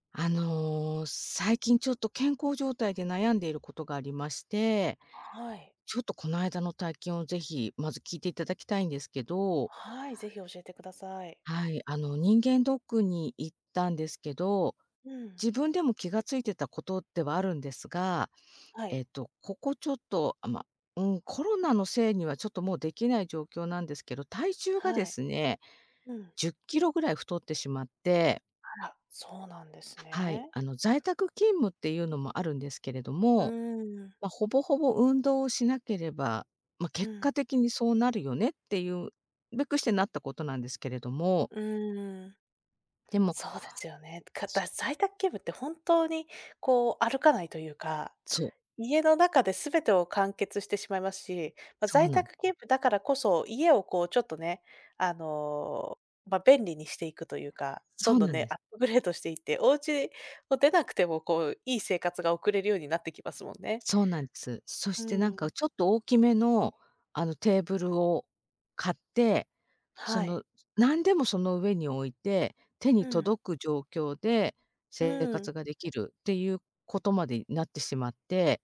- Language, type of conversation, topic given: Japanese, advice, 健康上の問題や診断を受けた後、生活習慣を見直す必要がある状況を説明していただけますか？
- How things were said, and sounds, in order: none